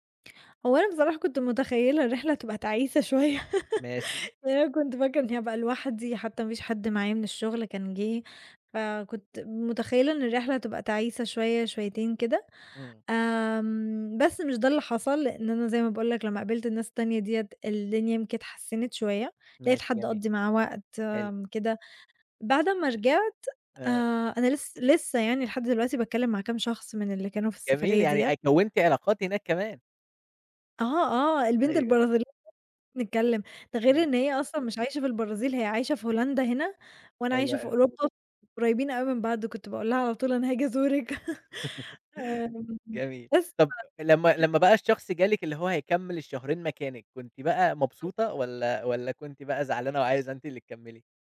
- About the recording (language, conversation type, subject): Arabic, podcast, احكيلي عن مغامرة سفر ما هتنساها أبدًا؟
- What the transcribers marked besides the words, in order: laughing while speaking: "شوية، لأن أنا كنت فاكرة"; laughing while speaking: "ماشي"; laugh; unintelligible speech; laugh; laughing while speaking: "هاجي أزورِك"; chuckle; unintelligible speech; unintelligible speech